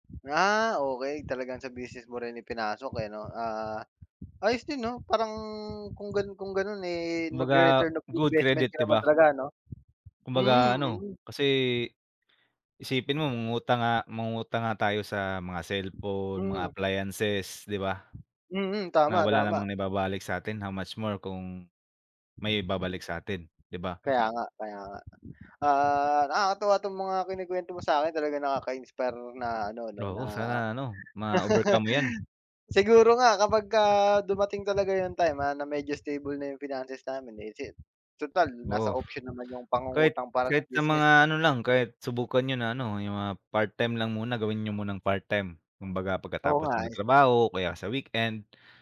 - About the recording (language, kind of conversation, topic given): Filipino, unstructured, Ano ang palagay mo sa pag-utang bilang solusyon sa problema?
- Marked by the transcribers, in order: fan; wind; chuckle